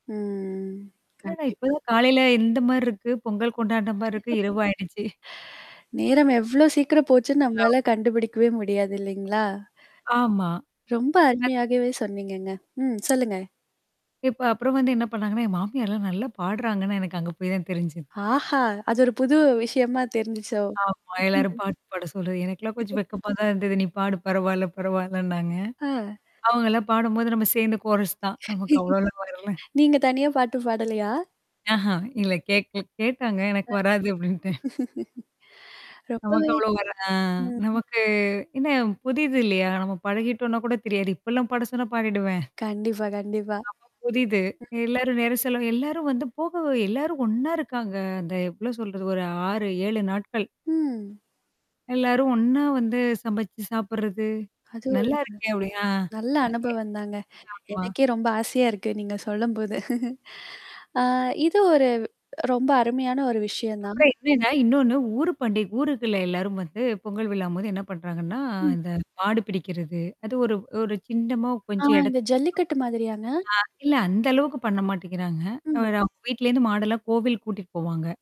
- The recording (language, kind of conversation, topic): Tamil, podcast, குடும்பத்தினருடன் நேரத்தைப் பகிர்ந்து கொள்ள நீங்கள் என்ன செய்வீர்கள்?
- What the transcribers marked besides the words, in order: static; drawn out: "ம்"; distorted speech; laugh; mechanical hum; other background noise; surprised: "ஆஹா!"; laugh; laugh; in English: "கோரஸ்"; laughing while speaking: "அப்படின்ட்டேன்"; laugh; chuckle; tapping